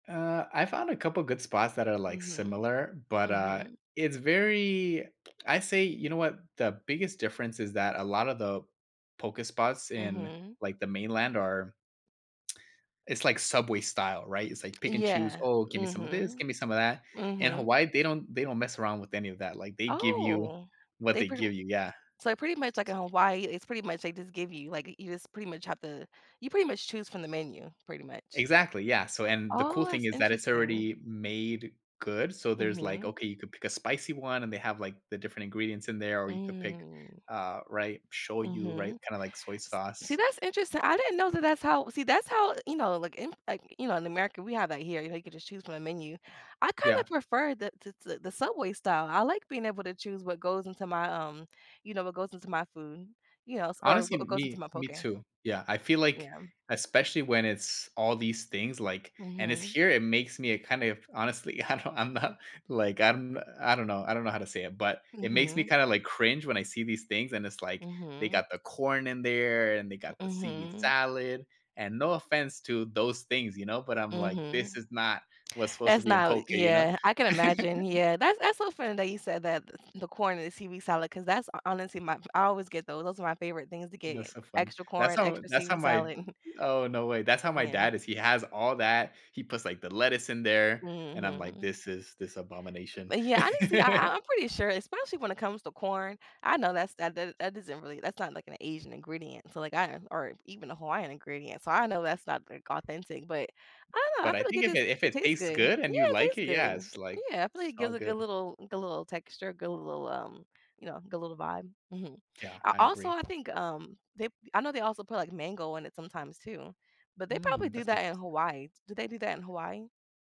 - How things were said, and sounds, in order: other background noise; drawn out: "Mm"; tapping; laughing while speaking: "I don't I'm not"; chuckle; chuckle
- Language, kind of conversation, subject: English, unstructured, What factors influence your decision to eat out or cook at home?
- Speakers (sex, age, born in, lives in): female, 30-34, United States, United States; male, 25-29, United States, United States